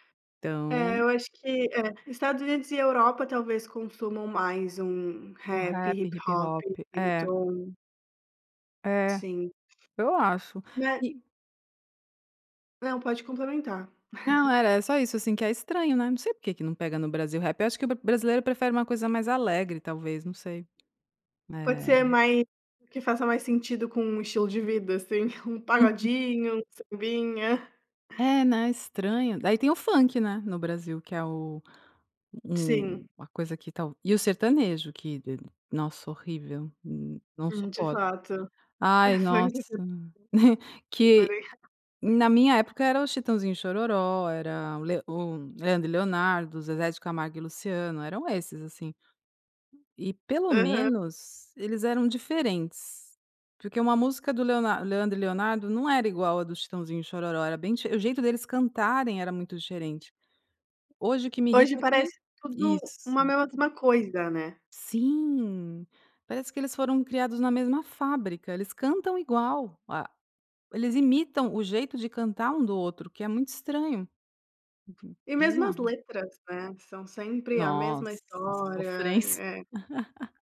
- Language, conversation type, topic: Portuguese, podcast, Como o seu gosto musical mudou ao longo dos anos?
- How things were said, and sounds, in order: in Spanish: "reggaeton"; giggle; tapping; chuckle; unintelligible speech; laugh